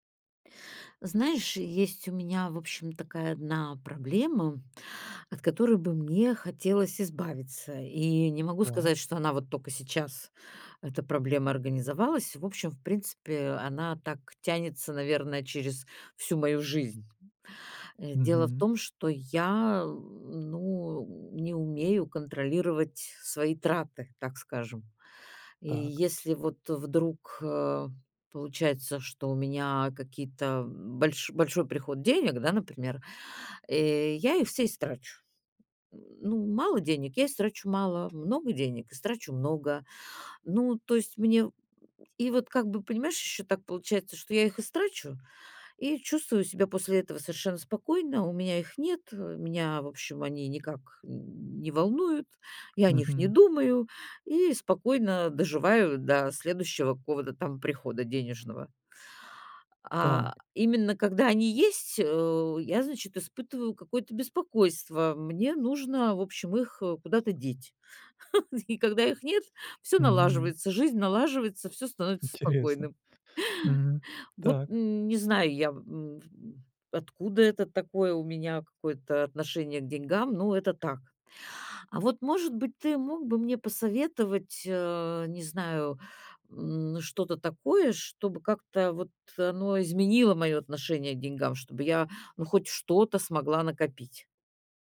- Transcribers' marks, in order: laugh; chuckle; tapping
- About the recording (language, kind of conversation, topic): Russian, advice, Как не тратить больше денег, когда доход растёт?
- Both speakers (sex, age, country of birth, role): female, 60-64, Russia, user; male, 45-49, Russia, advisor